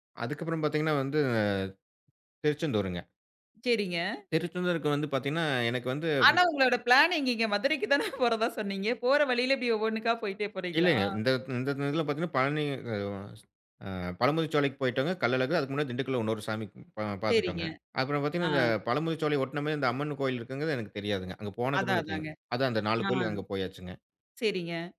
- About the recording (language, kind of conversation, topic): Tamil, podcast, சுற்றுலாவின் போது வழி தவறி அலைந்த ஒரு சம்பவத்தைப் பகிர முடியுமா?
- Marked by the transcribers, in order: laughing while speaking: "சேரிங்க"; laughing while speaking: "ஆனா உங்களோட பிளான் எங்கங்கே மதுரைக்கு … ஒவ்வொன்னுக்கா போயிட்டே போறீங்களா?"; "கள்ளழகர்" said as "கள்ளழகு"